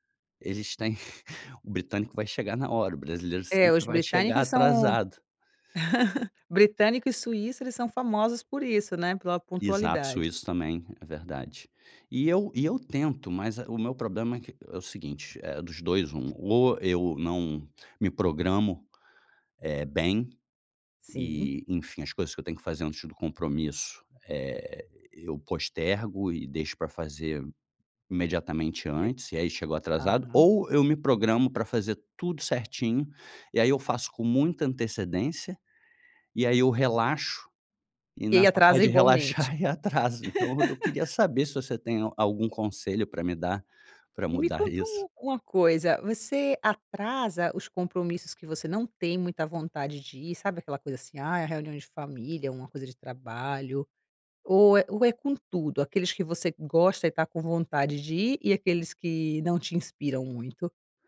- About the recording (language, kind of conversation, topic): Portuguese, advice, Por que estou sempre atrasado para compromissos importantes?
- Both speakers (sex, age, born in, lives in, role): female, 35-39, Brazil, Italy, advisor; male, 35-39, Brazil, Germany, user
- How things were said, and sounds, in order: laugh; laugh; other noise; laugh